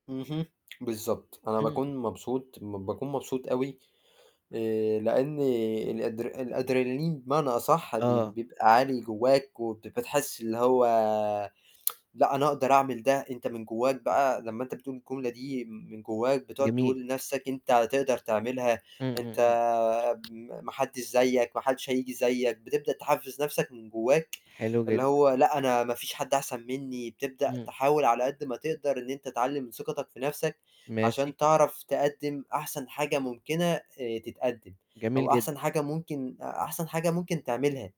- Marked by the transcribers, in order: static; tsk; other background noise
- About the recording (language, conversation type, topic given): Arabic, podcast, إيه الموقف اللي واجهت فيه خوفك واتغلّبت عليه؟